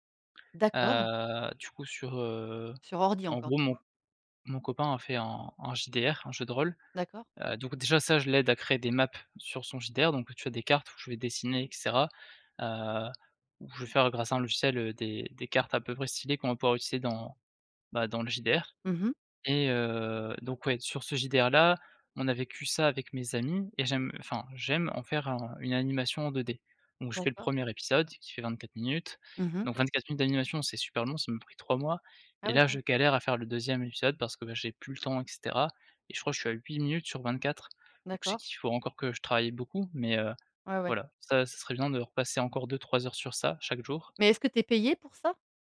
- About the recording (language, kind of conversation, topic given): French, podcast, Comment protèges-tu ton temps créatif des distractions ?
- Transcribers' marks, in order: in English: "maps"; other background noise